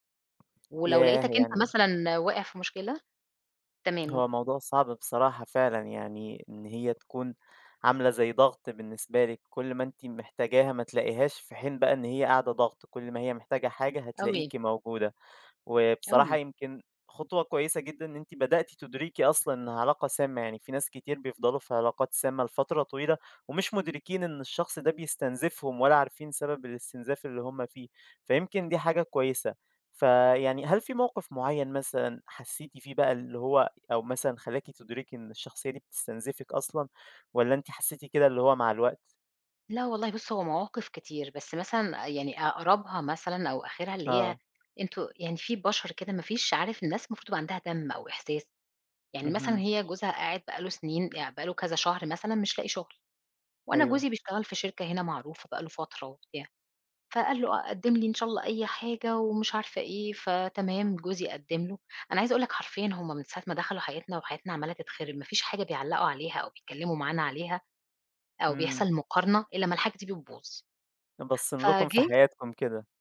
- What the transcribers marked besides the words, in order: tapping
- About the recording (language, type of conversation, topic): Arabic, advice, إزاي بتحس لما ما بتحطّش حدود واضحة في العلاقات اللي بتتعبك؟